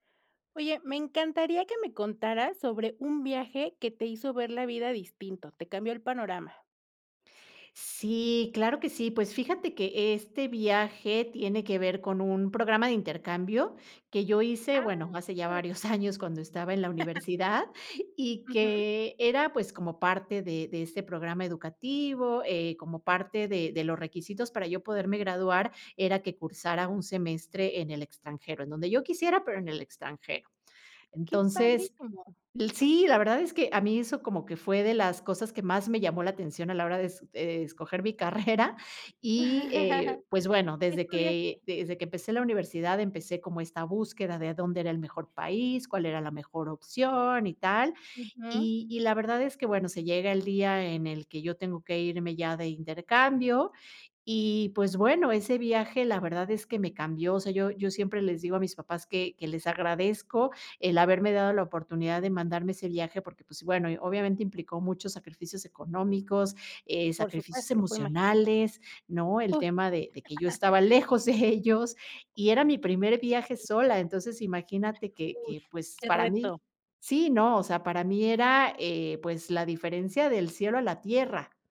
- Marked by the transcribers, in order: giggle; chuckle; giggle; chuckle; chuckle; giggle
- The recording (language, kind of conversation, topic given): Spanish, podcast, ¿Puedes contarme sobre un viaje que te hizo ver la vida de manera diferente?